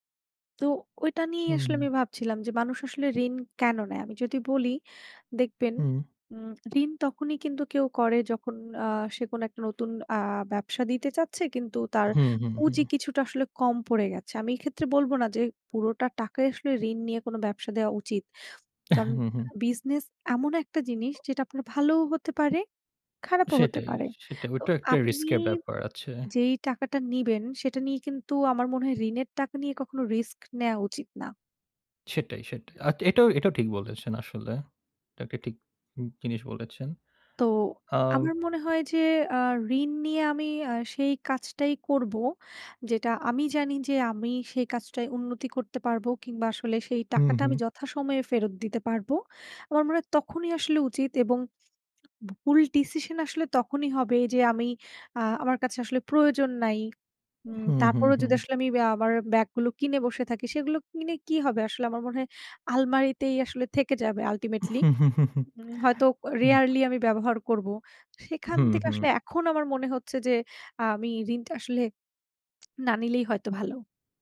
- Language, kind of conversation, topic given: Bengali, unstructured, ঋণ নেওয়া কখন ঠিক এবং কখন ভুল?
- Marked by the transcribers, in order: scoff; background speech; tapping; laugh; in English: "ultimately"; in English: "rarely"